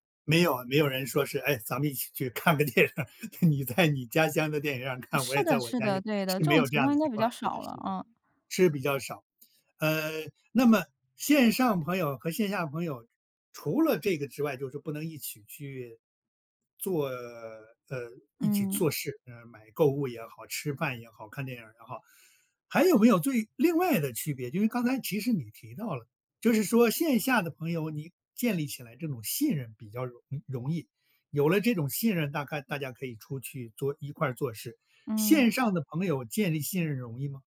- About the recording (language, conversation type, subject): Chinese, podcast, 那你觉得线上交朋友和线下交朋友最大的差别是什么？
- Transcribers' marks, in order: laughing while speaking: "看个电影，你在你"